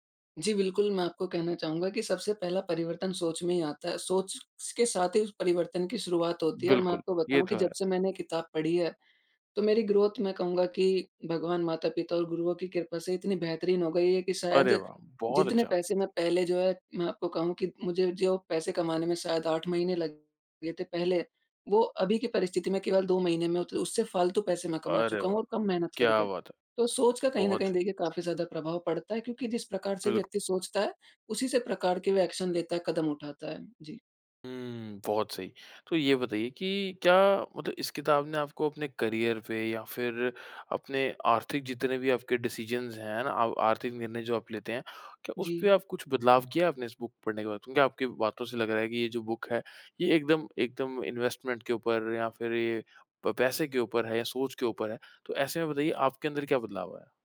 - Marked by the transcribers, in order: in English: "ग्रोथ"; in English: "एक्शन"; in English: "करियर"; in English: "डिसीज़न्स"; in English: "बुक"; in English: "बुक"; in English: "इन्वेस्टमेंट"
- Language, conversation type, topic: Hindi, podcast, किस किताब या व्यक्ति ने आपकी सोच बदल दी?